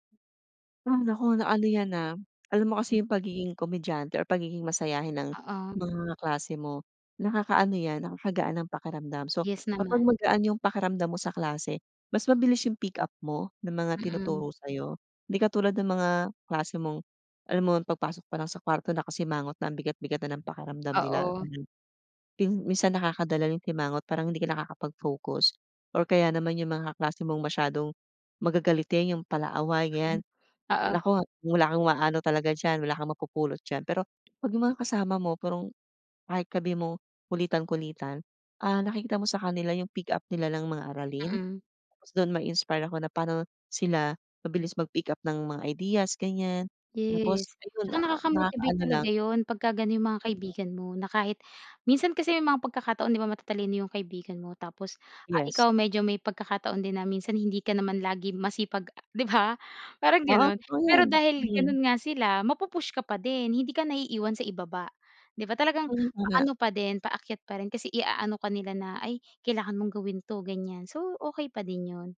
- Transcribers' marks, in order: tapping; other background noise; laughing while speaking: "ba"; unintelligible speech
- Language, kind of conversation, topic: Filipino, podcast, Paano nakakatulong ang grupo o mga kaibigan sa pagiging mas masaya ng pag-aaral mo?
- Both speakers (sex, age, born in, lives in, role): female, 25-29, Philippines, Philippines, host; female, 40-44, Philippines, Philippines, guest